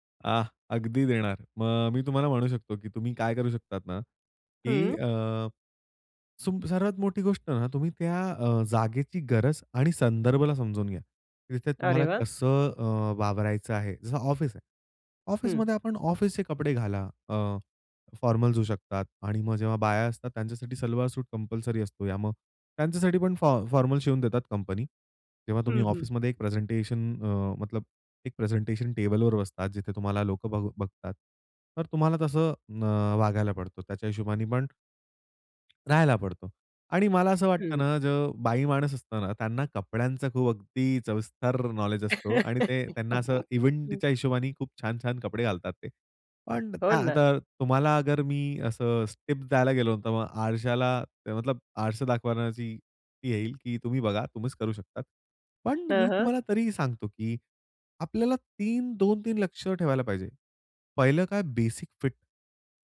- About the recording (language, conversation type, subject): Marathi, podcast, आराम अधिक महत्त्वाचा की चांगलं दिसणं अधिक महत्त्वाचं, असं तुम्हाला काय वाटतं?
- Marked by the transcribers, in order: in English: "फॉर्मल्स"; chuckle; in English: "इव्हेंटच्या"